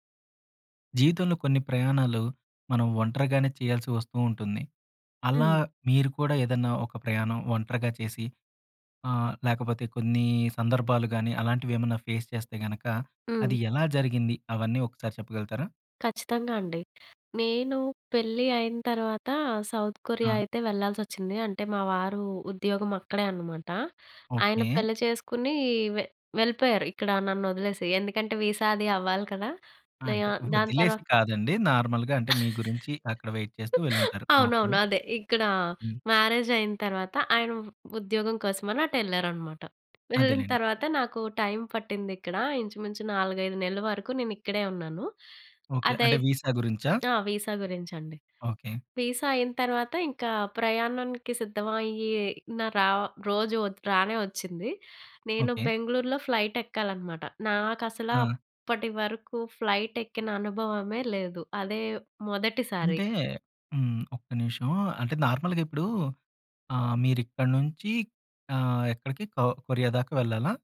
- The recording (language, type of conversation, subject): Telugu, podcast, నువ్వు ఒంటరిగా చేసిన మొదటి ప్రయాణం గురించి చెప్పగలవా?
- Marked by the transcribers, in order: in English: "ఫేస్"; in English: "సౌత్ కొరియా"; in English: "వీసా"; in English: "నార్మల్‌గా"; chuckle; in English: "వెయిట్"; in English: "మ్యారేజ్"; in English: "విసా"; in English: "వీసా"; in English: "ఫ్లైట్"; in English: "ఫ్లైట్"; in English: "నార్మల్‌గా"